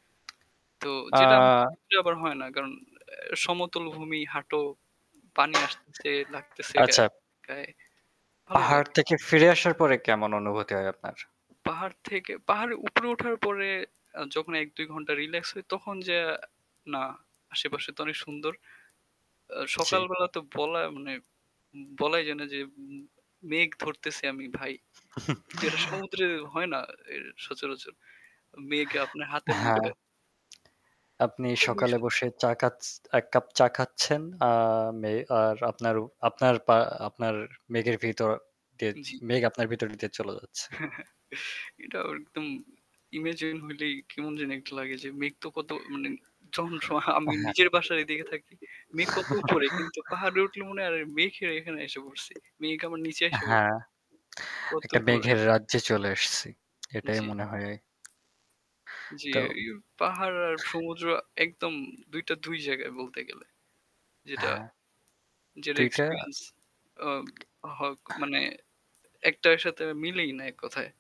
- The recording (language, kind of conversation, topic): Bengali, unstructured, আপনি পাহাড়ে বেড়াতে যাওয়া নাকি সমুদ্রে বেড়াতে যাওয়া—কোনটি বেছে নেবেন?
- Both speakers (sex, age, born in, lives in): male, 20-24, Bangladesh, Bangladesh; male, 20-24, Bangladesh, Bangladesh
- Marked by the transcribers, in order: static; tapping; unintelligible speech; distorted speech; other background noise; chuckle; chuckle; laughing while speaking: "সময়"; chuckle